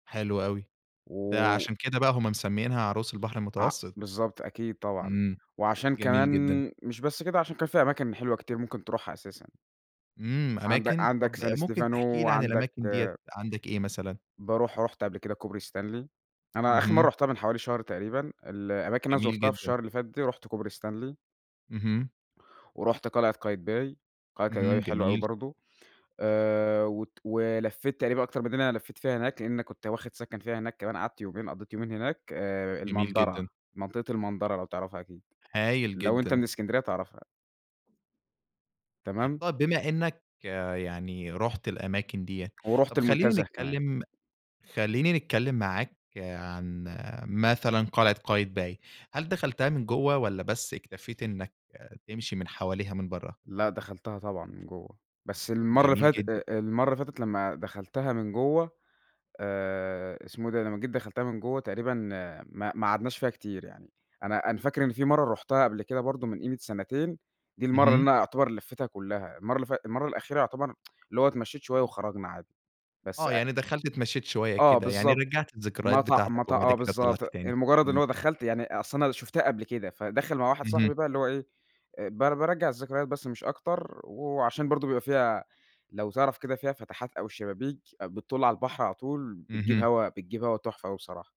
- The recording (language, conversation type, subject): Arabic, podcast, إيه أجمل مدينة زرتها وليه حبيتها؟
- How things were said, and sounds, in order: tsk